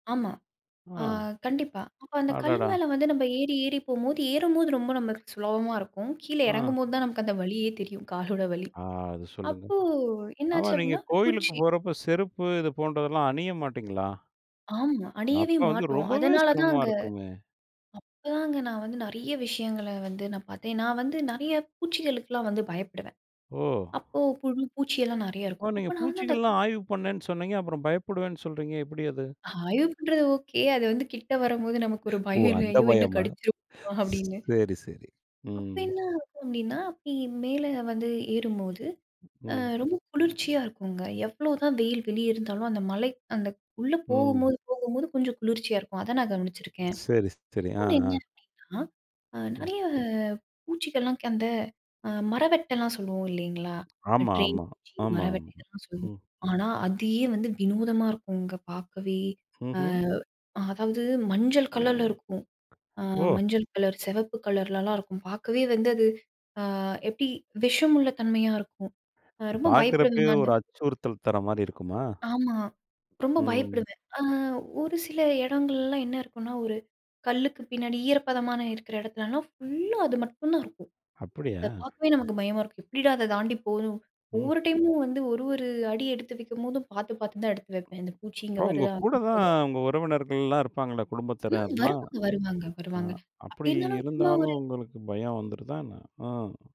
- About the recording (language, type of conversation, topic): Tamil, podcast, காட்டுப் பயணங்களில் உங்களுக்கு மிகவும் பிடித்தது என்ன?
- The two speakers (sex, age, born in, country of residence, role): female, 25-29, India, India, guest; male, 40-44, India, India, host
- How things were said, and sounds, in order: other background noise; drawn out: "அது"; laughing while speaking: "காலோட வலி"; laughing while speaking: "சரி, சரி"; other noise; in English: "டைமும்"